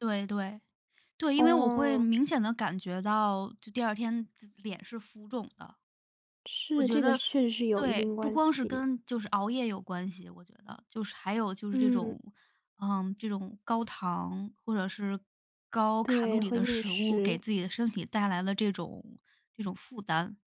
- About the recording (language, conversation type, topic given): Chinese, podcast, 遇到压力时会影响你的饮食吗？你通常怎么应对？
- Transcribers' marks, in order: other background noise